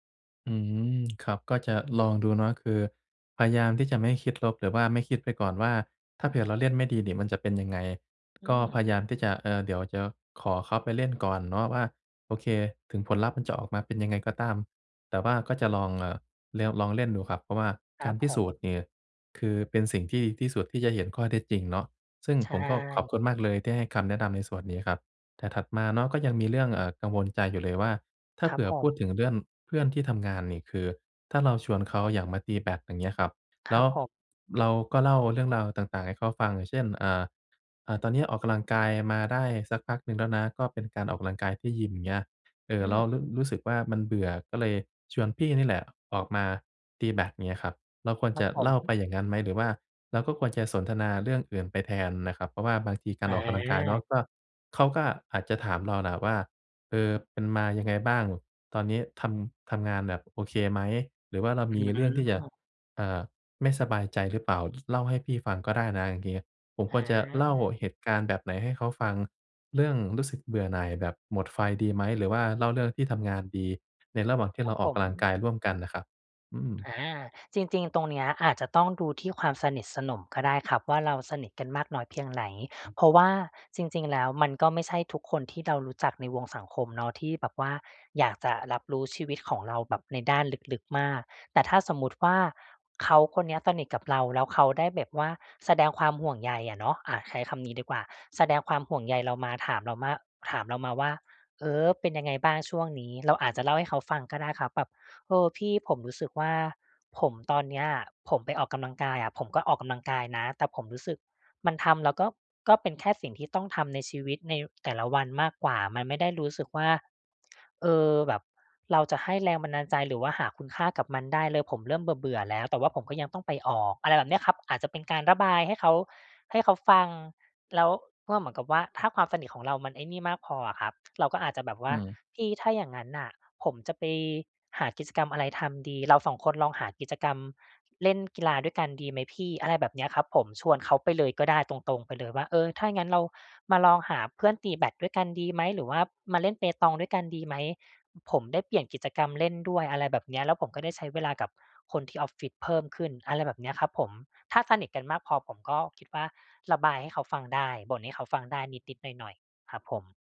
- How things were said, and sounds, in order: tapping; other background noise; "ว่า" said as "ม่า"
- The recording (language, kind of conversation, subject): Thai, advice, จะเริ่มทำกิจกรรมผ่อนคลายแบบไม่ตั้งเป้าหมายอย่างไรดีเมื่อรู้สึกหมดไฟและไม่มีแรงจูงใจ?